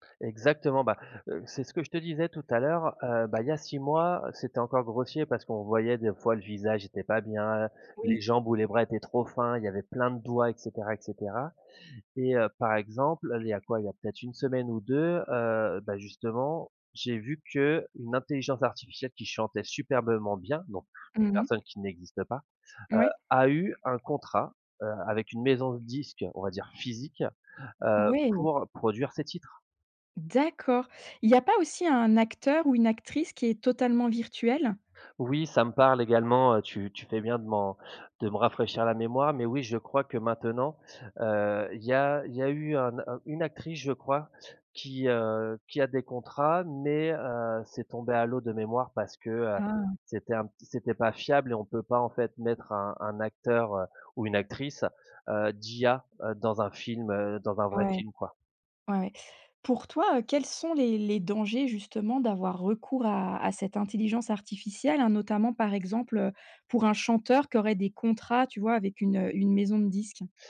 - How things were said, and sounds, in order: none
- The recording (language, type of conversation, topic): French, podcast, Comment repères-tu si une source d’information est fiable ?